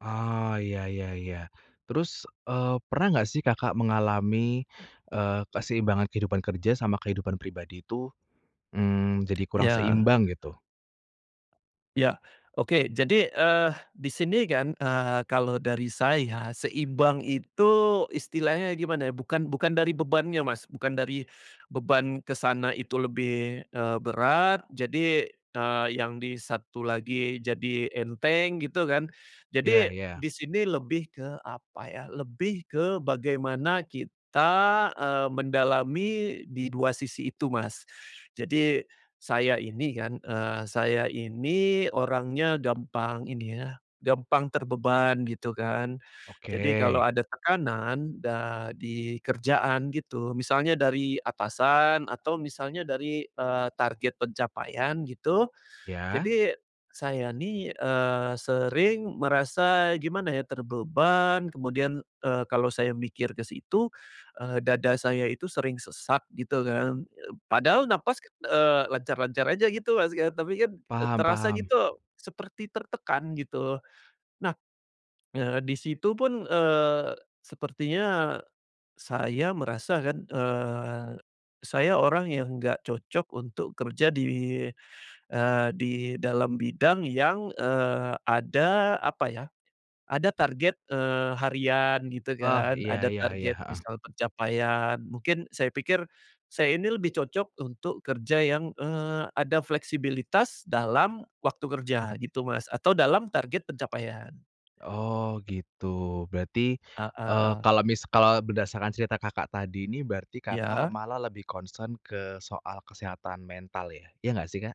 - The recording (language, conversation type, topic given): Indonesian, podcast, Bagaimana cara menyeimbangkan pekerjaan dan kehidupan pribadi?
- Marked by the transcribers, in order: tapping; "terbebani" said as "terbeban"; other background noise; in English: "concern"